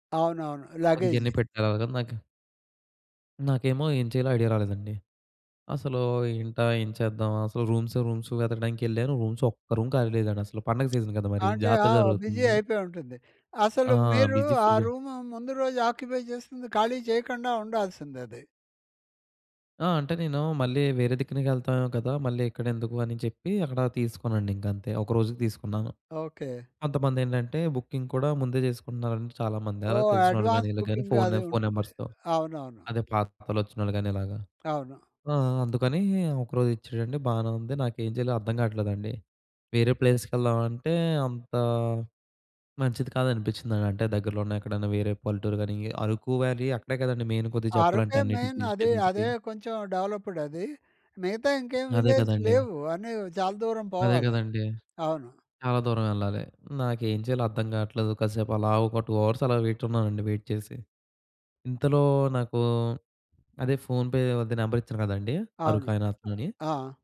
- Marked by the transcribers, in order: in English: "ఐడియా"; in English: "రూమ్స్, రూమ్స్"; in English: "రూమ్స్"; in English: "రూమ్"; tapping; in English: "సీజన్"; in English: "బిజీ"; in English: "రూమ్"; in English: "బిజీ ఫుల్"; in English: "ఆక్యుపై"; in English: "బుకింగ్"; in English: "అడ్వాన్స్ బుకింగ్"; in English: "ఫోన్ నంబర్స్‌తో"; in English: "ప్లేసెస్‌కి"; in English: "వ్యాలీ"; in English: "మెయిన్"; in English: "మెయిన్"; in English: "హిల్ స్టేషన్స్‌కి"; in English: "డెవలప్‌డ్"; in English: "విలేజ్"; in English: "టూ అవర్స్"; in English: "వెయిట్"; in English: "వెయిట్"; in English: "ఫోన్‌పే"; in English: "నెంబర్"
- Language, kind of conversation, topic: Telugu, podcast, ఒంటరిగా ఉన్నప్పుడు మీకు ఎదురైన అద్భుతమైన క్షణం ఏది?